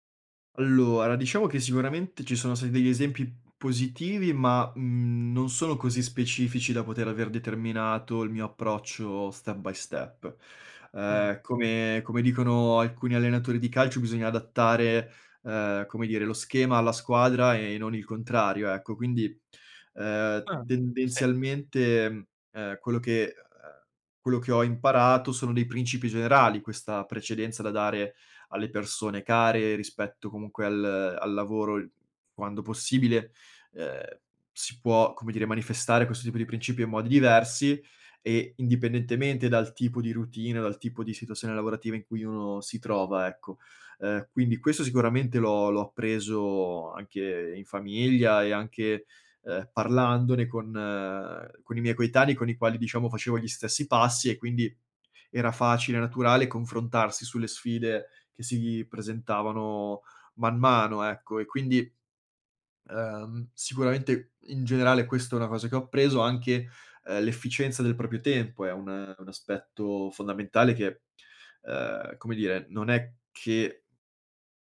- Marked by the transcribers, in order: "Allora" said as "alloa"; "stati" said as "stai"; in English: "step by step"; "situazione" said as "situasione"; other background noise; "coetanei" said as "coetani"
- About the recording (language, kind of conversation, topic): Italian, podcast, Come riesci a mantenere dei confini chiari tra lavoro e figli?
- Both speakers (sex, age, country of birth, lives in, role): male, 25-29, Italy, Italy, guest; male, 25-29, Italy, Spain, host